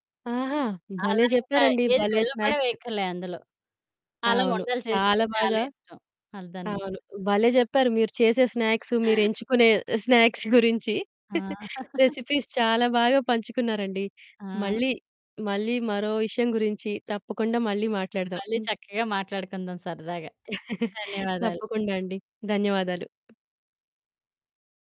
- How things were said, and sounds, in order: distorted speech; in English: "స్నాక్స్"; in English: "స్నాక్స్"; in English: "స్నాక్స్"; chuckle; in English: "రెసిపీస్"; chuckle; chuckle; other background noise
- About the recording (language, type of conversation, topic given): Telugu, podcast, మీరు సాధారణంగా స్నాక్స్ ఎలా ఎంచుకుంటారు?